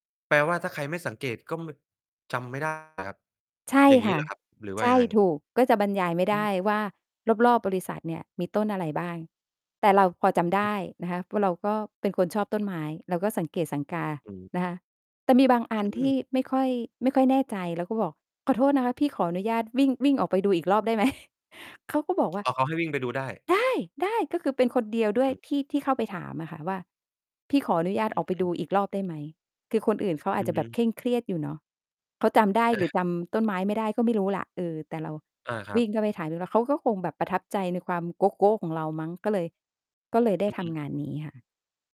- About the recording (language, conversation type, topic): Thai, podcast, คุณได้เรียนรู้อะไรหนึ่งอย่างจากการเปลี่ยนงานครั้งล่าสุดของคุณ?
- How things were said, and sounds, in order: distorted speech; chuckle; other background noise